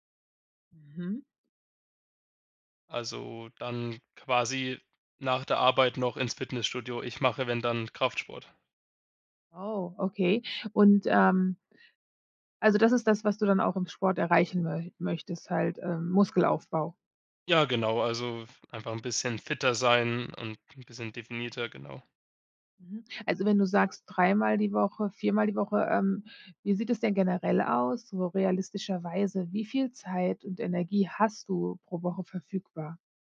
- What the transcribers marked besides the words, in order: none
- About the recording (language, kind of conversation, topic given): German, advice, Warum fehlt mir die Motivation, regelmäßig Sport zu treiben?